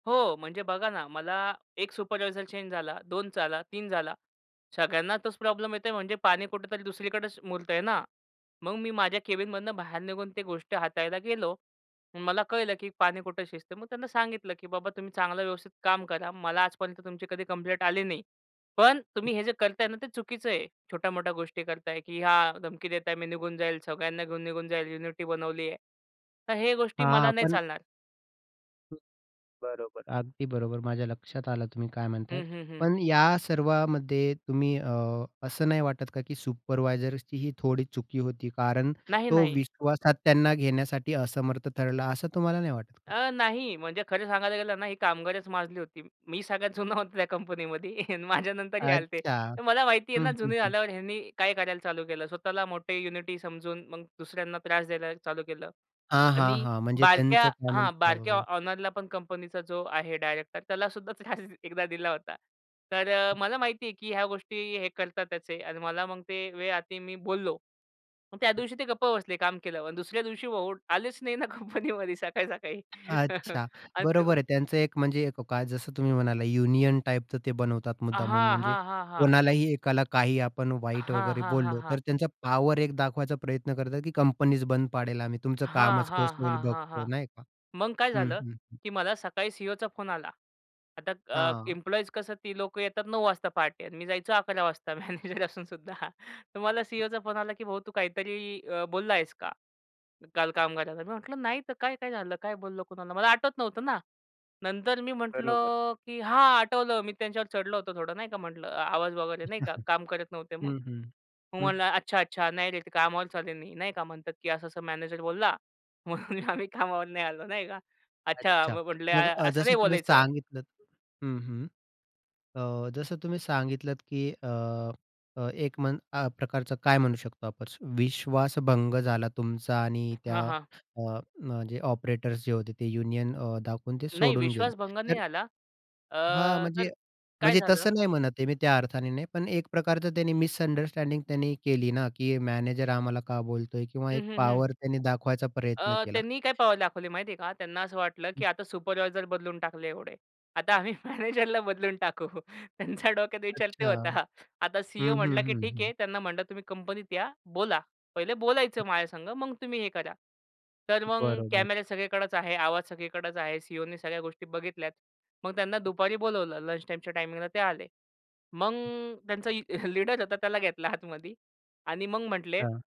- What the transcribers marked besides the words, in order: other background noise; in English: "युनिटी"; other noise; laughing while speaking: "जुना होतो, त्या कंपनीमध्ये माझ्यानंतर हे आलते"; tapping; "आले होते" said as "आलते"; in English: "युनिटी"; in English: "कॉमन"; in English: "ऑनरला"; laughing while speaking: "त्रास एकदा दिला होता"; in English: "आलेच नाही ना, कंपनीमध्ये सकाळी सकाळी"; in English: "मॅनेजर असून सुद्धा"; chuckle; laughing while speaking: "म्हणून आम्ही कामावर नाही आलो, नाही का?"; in English: "मिसंडरस्टँडिंग"; laughing while speaking: "आता आम्ही मॅनेजरला बदलून टाकू. त्यांच्या डोक्यात विचार ते होता"
- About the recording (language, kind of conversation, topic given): Marathi, podcast, कामाच्या ठिकाणी विश्वास वाढवण्याचे सोपे मार्ग काय आहेत?